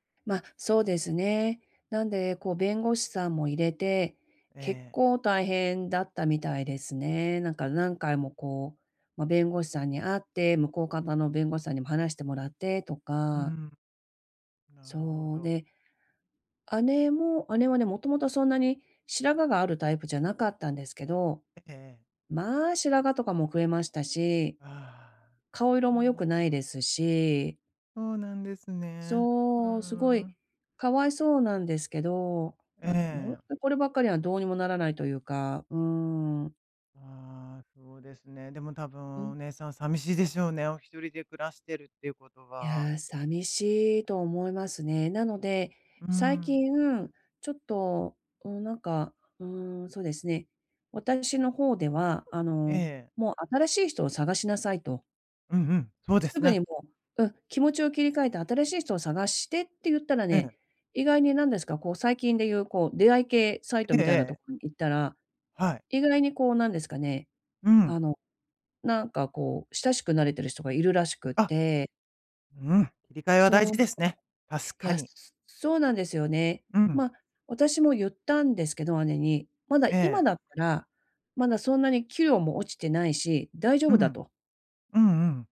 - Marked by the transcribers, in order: other noise
- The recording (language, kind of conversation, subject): Japanese, advice, 別れで失った自信を、日々の習慣で健康的に取り戻すにはどうすればよいですか？